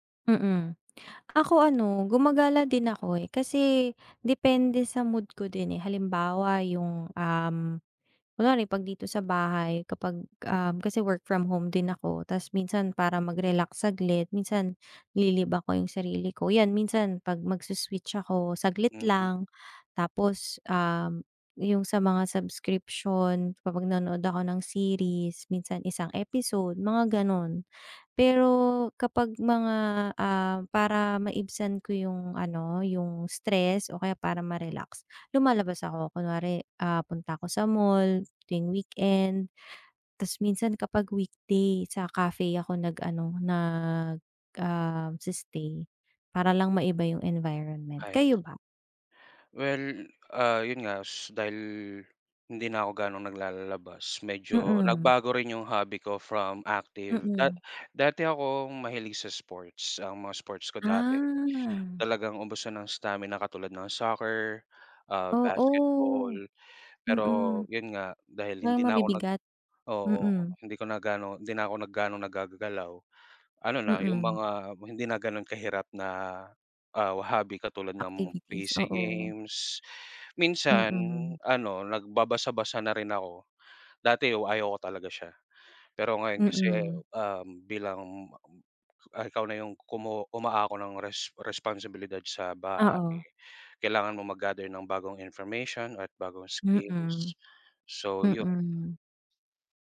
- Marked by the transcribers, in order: other background noise; tapping; drawn out: "Ah"; drawn out: "Oo"
- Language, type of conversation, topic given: Filipino, unstructured, Bakit mo gusto ang ginagawa mong libangan?